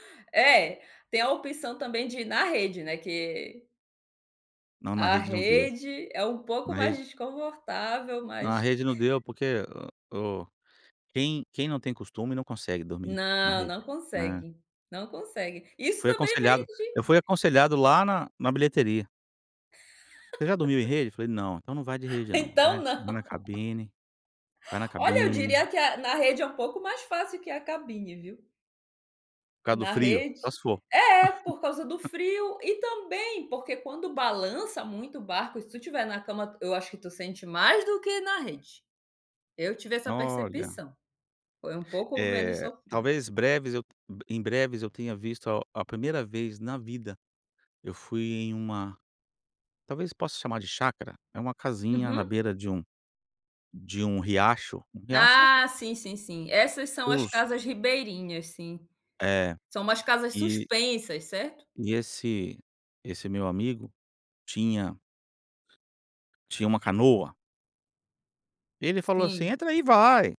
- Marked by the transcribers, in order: laugh; laughing while speaking: "Então, não"; laugh
- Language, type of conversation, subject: Portuguese, podcast, Como vocês ensinam as crianças sobre as tradições?